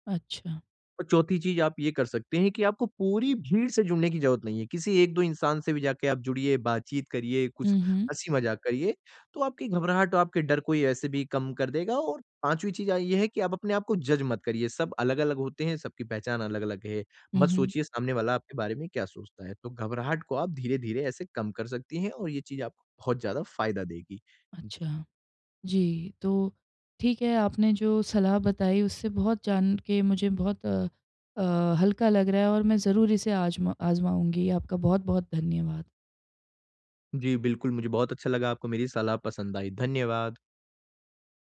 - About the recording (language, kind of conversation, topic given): Hindi, advice, मैं पार्टी में शामिल होने की घबराहट कैसे कम करूँ?
- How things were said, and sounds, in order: in English: "जज"